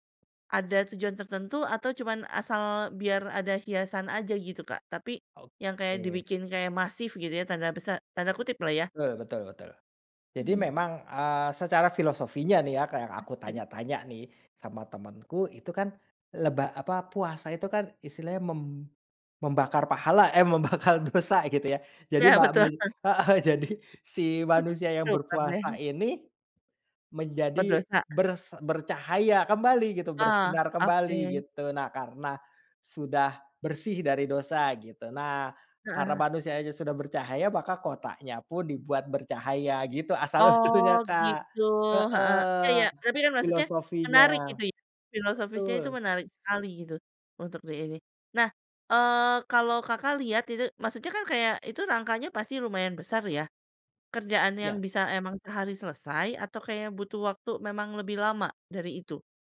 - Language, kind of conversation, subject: Indonesian, podcast, Ceritakan pengalamanmu mengikuti tradisi lokal yang membuatmu penasaran?
- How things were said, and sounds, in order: laughing while speaking: "Iya, betul"; laughing while speaking: "membakar dosa"; gasp; laughing while speaking: "heeh, jadi"; laughing while speaking: "asal-usulnya"